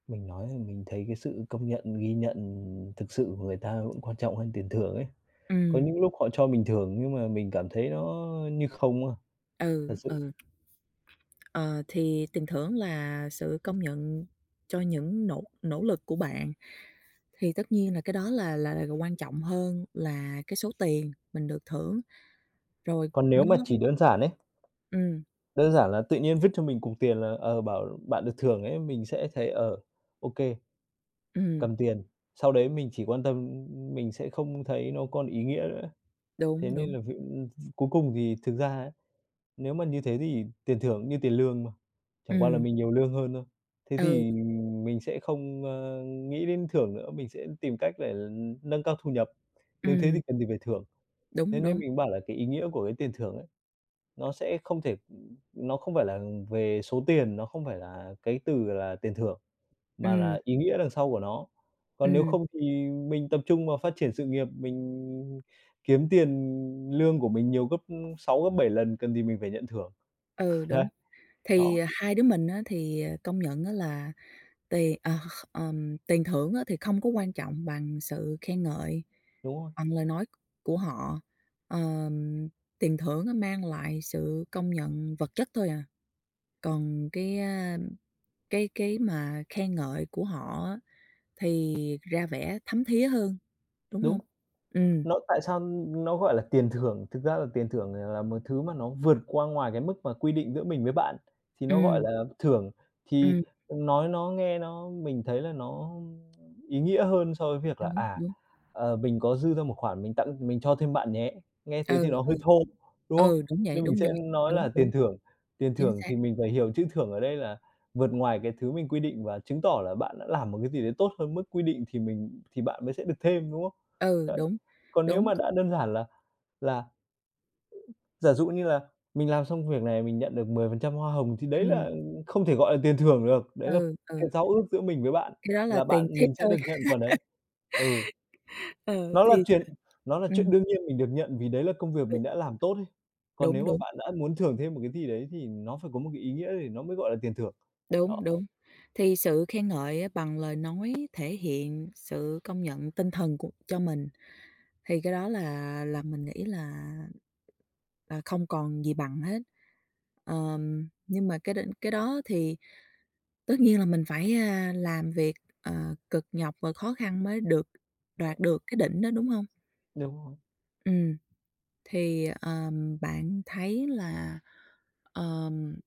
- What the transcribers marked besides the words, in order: tapping; other noise; unintelligible speech; other background noise; chuckle; laugh; unintelligible speech; unintelligible speech
- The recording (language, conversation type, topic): Vietnamese, unstructured, Bạn cảm thấy thế nào khi nhận được tiền thưởng?
- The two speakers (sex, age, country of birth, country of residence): female, 40-44, Vietnam, United States; male, 25-29, Vietnam, Vietnam